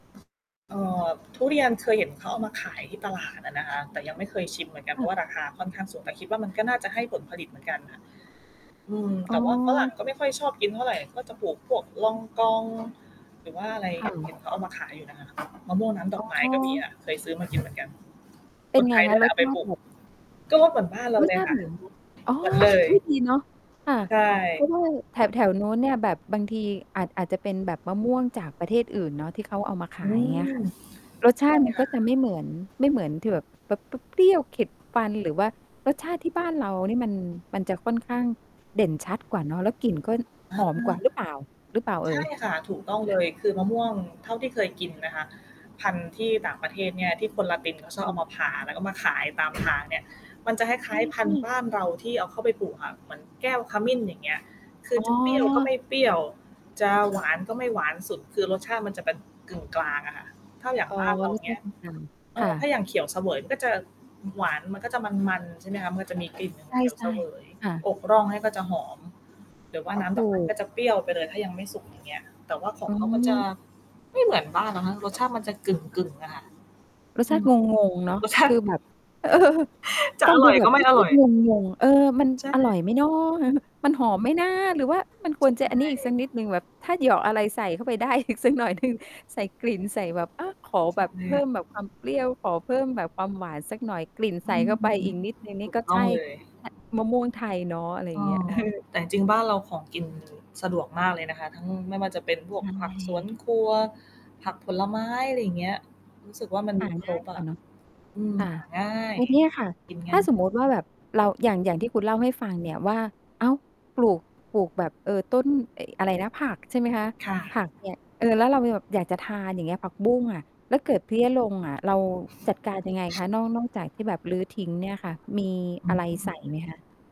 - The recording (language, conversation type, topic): Thai, podcast, ควรเริ่มปลูกผักกินเองอย่างไร?
- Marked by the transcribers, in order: static; distorted speech; other background noise; mechanical hum; chuckle; unintelligible speech; unintelligible speech; laughing while speaking: "เออ"; chuckle; laughing while speaking: "ได้อีกสักหน่อยหนึ่ง"; tapping; laughing while speaking: "เออ"